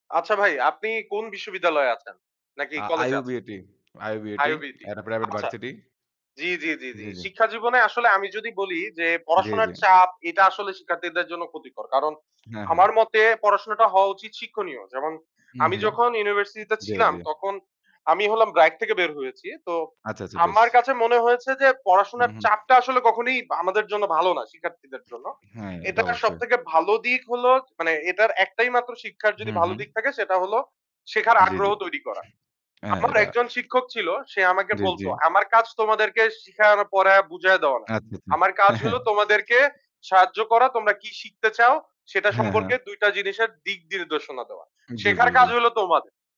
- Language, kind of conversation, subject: Bengali, unstructured, পরীক্ষার চাপ কি শিক্ষার্থীদের জন্য বেশি ক্ষতিকর?
- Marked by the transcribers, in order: static; tapping; "IUBAT" said as "IUBT"; "একটা" said as "অ্যাটা"; distorted speech; "নির্দেশনা" said as "দির্দেশনা"